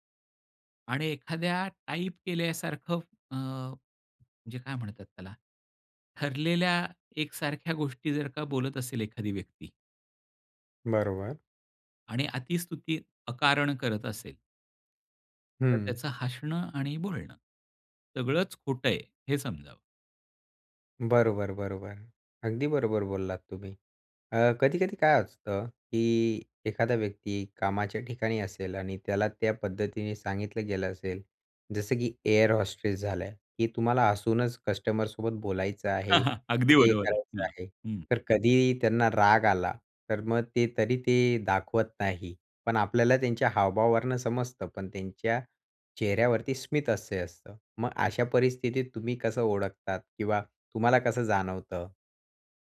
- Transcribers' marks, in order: laughing while speaking: "अ, हं. अगदी बरोबर आहे"
- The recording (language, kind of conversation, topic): Marathi, podcast, खऱ्या आणि बनावट हसण्यातला फरक कसा ओळखता?